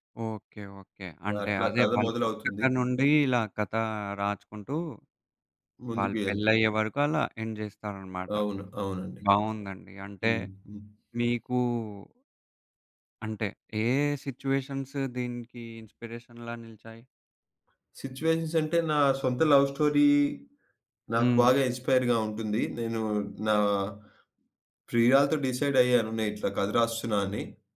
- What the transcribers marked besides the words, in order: in English: "ఎండ్"; in English: "సిట్యుయేషన్స్"; in English: "ఇన్స్పిరేషన్"; in English: "సిట్యుయేషన్స్"; in English: "లవ్ స్టోరీ"; in English: "ఇన్‌స్పైర్‌గా"; other background noise; in English: "డిసైడ్"
- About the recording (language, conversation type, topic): Telugu, podcast, కథను మొదలుపెట్టేటప్పుడు మీరు ముందుగా ఏ విషయాన్ని ఆలోచిస్తారు?